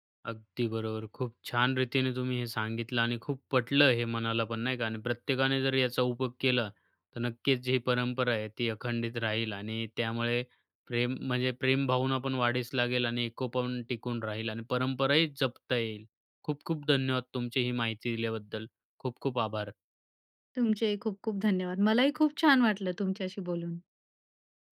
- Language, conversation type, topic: Marathi, podcast, एकत्र जेवण हे परंपरेच्या दृष्टीने तुमच्या घरी कसं असतं?
- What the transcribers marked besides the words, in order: none